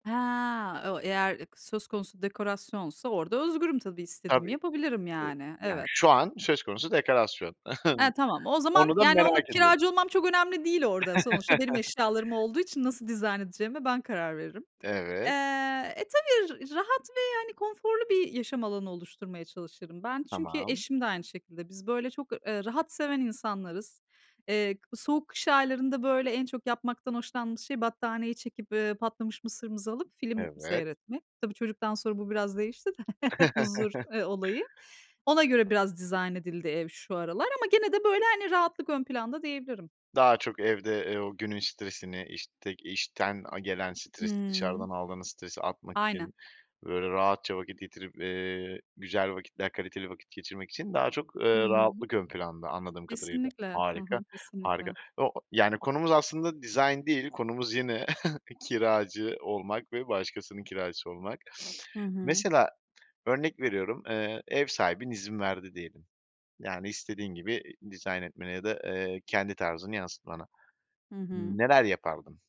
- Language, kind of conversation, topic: Turkish, podcast, Kiracı olduğun bir evde kendi tarzını nasıl yansıtırsın?
- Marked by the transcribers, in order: chuckle; chuckle; other background noise; chuckle; chuckle; sniff